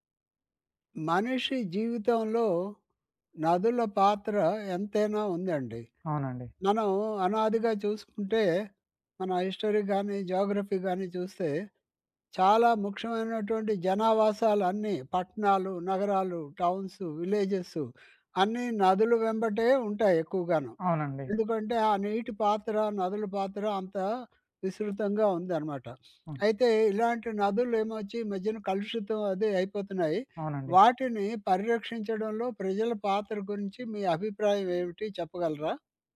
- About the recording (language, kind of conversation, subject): Telugu, podcast, నదుల పరిరక్షణలో ప్రజల పాత్రపై మీ అభిప్రాయం ఏమిటి?
- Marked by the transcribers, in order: other background noise; in English: "హిస్టోరీ"; in English: "జియోగ్రఫీ"; in English: "టౌన్స్"; sniff